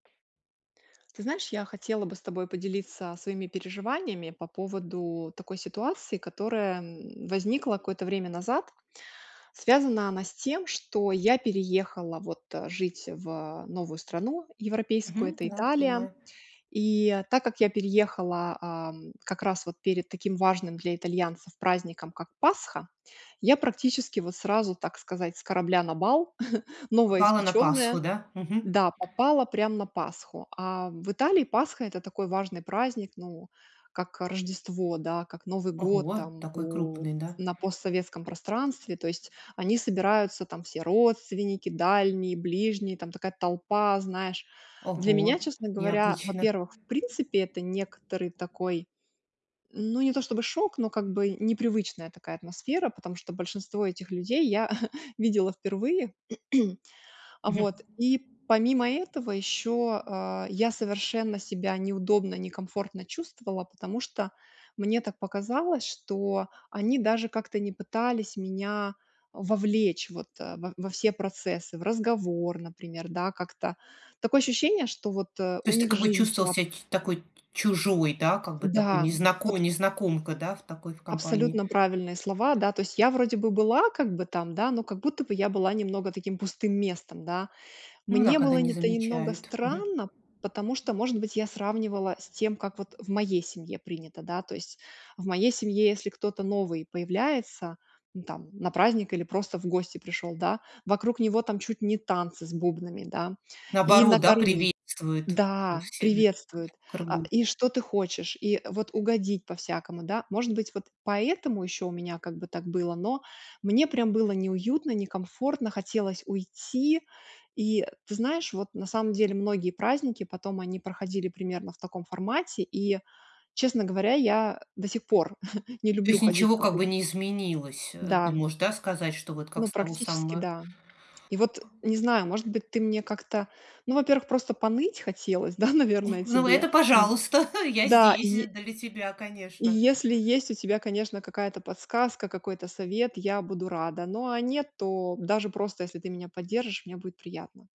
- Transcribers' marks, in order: tapping; chuckle; other background noise; chuckle; throat clearing; unintelligible speech; unintelligible speech; chuckle; laughing while speaking: "да, наверное"; chuckle
- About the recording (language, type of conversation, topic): Russian, advice, Как перестать чувствовать себя неловко на вечеринках и в компании друзей?